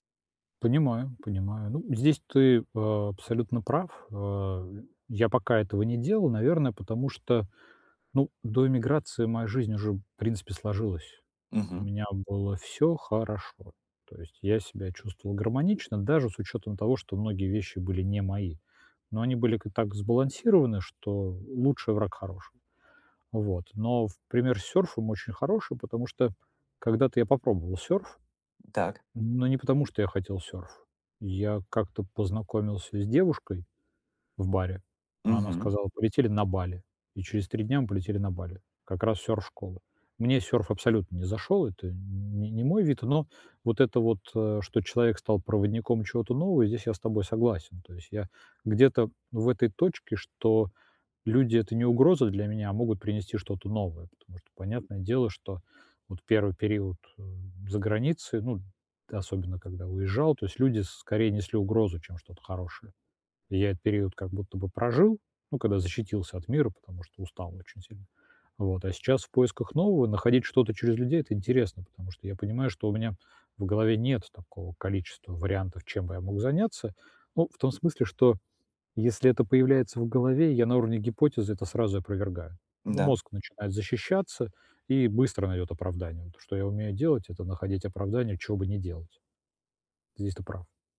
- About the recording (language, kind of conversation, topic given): Russian, advice, Как мне понять, что действительно важно для меня в жизни?
- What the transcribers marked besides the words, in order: tapping